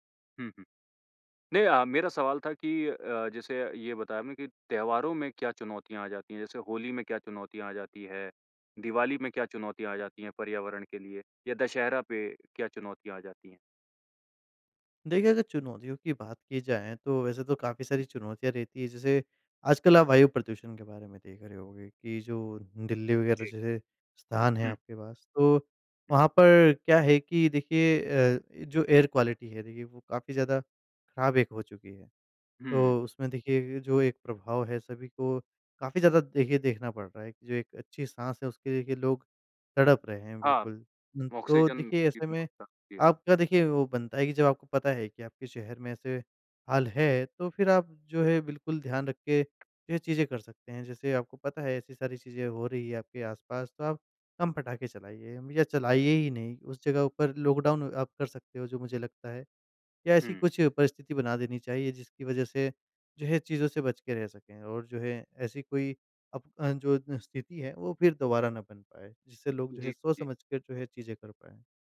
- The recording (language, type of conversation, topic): Hindi, podcast, त्योहारों को अधिक पर्यावरण-अनुकूल कैसे बनाया जा सकता है?
- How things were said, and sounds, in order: other noise; in English: "एयर क्वालिटी"; unintelligible speech; in English: "लॉकडाउन"